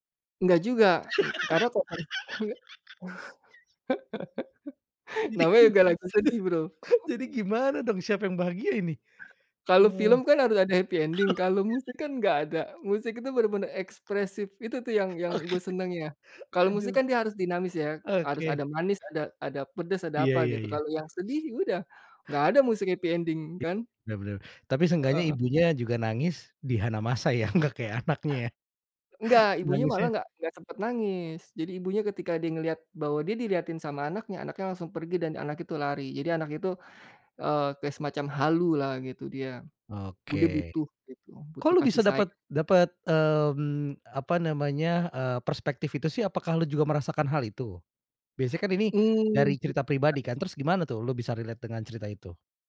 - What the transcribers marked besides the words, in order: other background noise; laugh; unintelligible speech; laugh; laughing while speaking: "Jadi gim"; laugh; in English: "happy ending"; laugh; laughing while speaking: "Oke"; in English: "happy ending"; laughing while speaking: "nggak kayak anaknya, ya"; in English: "relate"
- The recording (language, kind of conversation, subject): Indonesian, podcast, Bagaimana cerita pribadi kamu memengaruhi karya yang kamu buat?